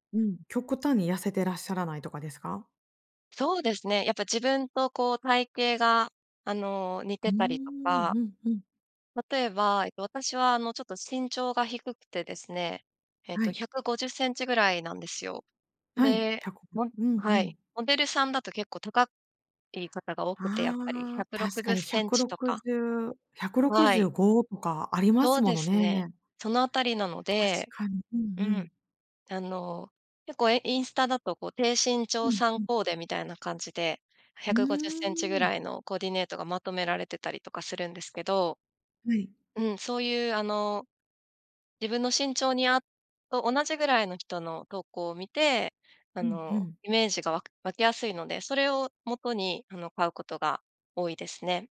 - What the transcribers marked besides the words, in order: none
- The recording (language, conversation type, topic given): Japanese, podcast, SNSは服選びに影響してる？